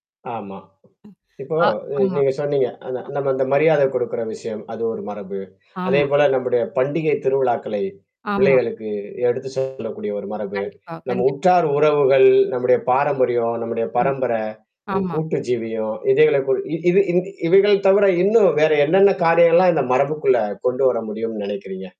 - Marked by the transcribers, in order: other noise; distorted speech
- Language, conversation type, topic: Tamil, podcast, குடும்ப மரபை அடுத்த தலைமுறைக்கு நீங்கள் எப்படி கொண்டு செல்லப் போகிறீர்கள்?